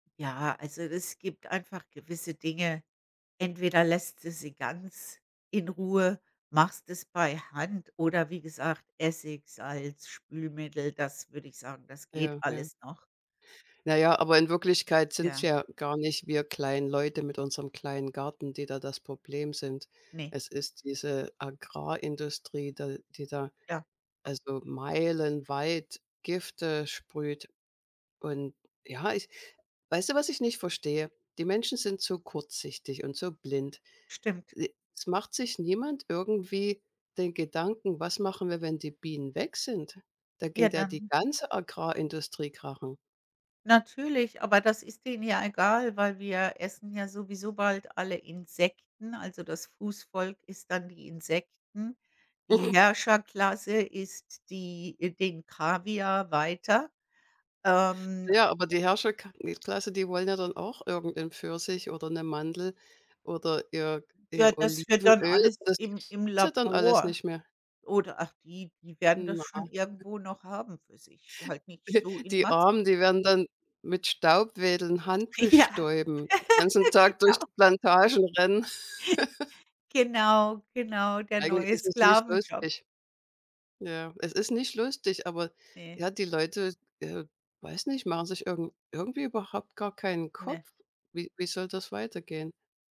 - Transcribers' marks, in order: chuckle; chuckle; laughing while speaking: "Ja, genau"; chuckle; laugh
- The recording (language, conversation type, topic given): German, unstructured, Warum sind Bienen für die Umwelt wichtig?